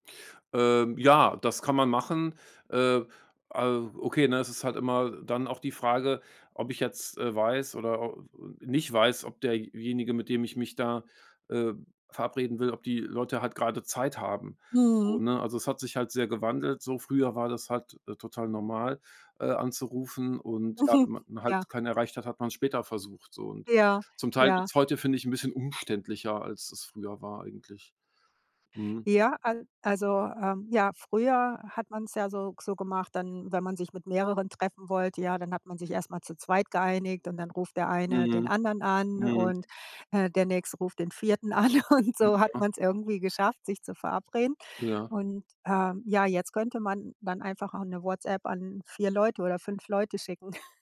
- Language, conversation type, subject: German, podcast, Wann rufst du lieber an, statt zu schreiben?
- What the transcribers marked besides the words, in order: laughing while speaking: "Mhm"; other background noise; laughing while speaking: "an. Und so"; snort